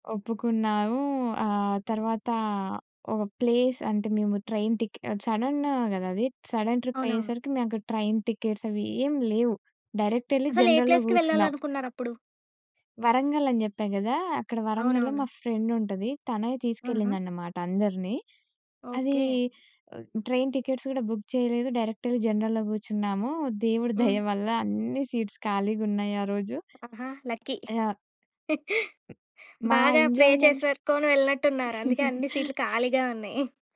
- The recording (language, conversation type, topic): Telugu, podcast, మీ జీవితాన్ని మార్చిన ప్రదేశం ఏది?
- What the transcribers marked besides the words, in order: in English: "ప్లేస్"; in English: "ట్రైన్"; in English: "సడెన్"; in English: "సడెన్ ట్రిప్"; in English: "ట్రైన్ టికెట్స్"; in English: "డైరెక్ట్"; in English: "జనరల్‌లో"; in English: "ప్లేస్‌కి"; in English: "ఫ్రెండ్"; in English: "ట్రైన్ టికెట్స్"; in English: "బుక్"; in English: "డైరెక్ట్"; in English: "జనరల్‌లో"; in English: "సీట్స్"; in English: "లక్కీ!"; chuckle; in English: "ప్రే"; other background noise; tapping; other noise; in English: "ఎంజాయ్‌మెంట్"; giggle